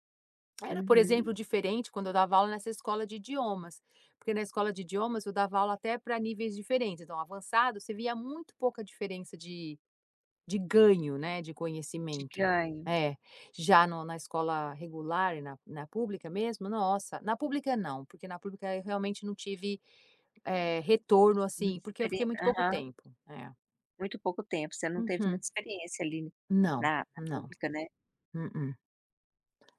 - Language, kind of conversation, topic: Portuguese, podcast, O que te dá orgulho na sua profissão?
- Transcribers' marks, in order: tapping